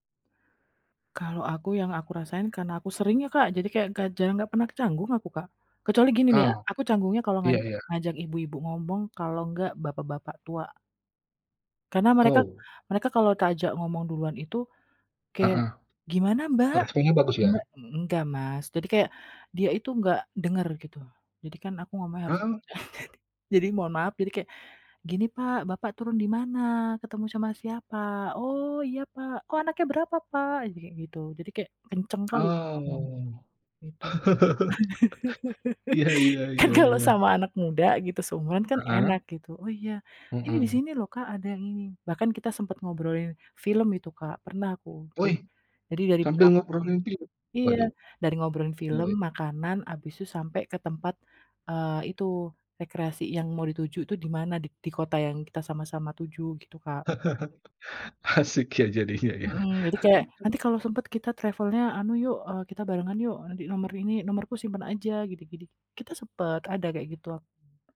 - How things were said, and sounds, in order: other background noise; chuckle; drawn out: "Oh"; chuckle; tapping; chuckle; laughing while speaking: "Kan, kalau"; unintelligible speech; chuckle; laughing while speaking: "Asik ya, jadinya ya"; other noise; in English: "travel-nya"
- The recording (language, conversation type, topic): Indonesian, podcast, Bagaimana biasanya kamu memulai obrolan dengan orang yang baru kamu kenal?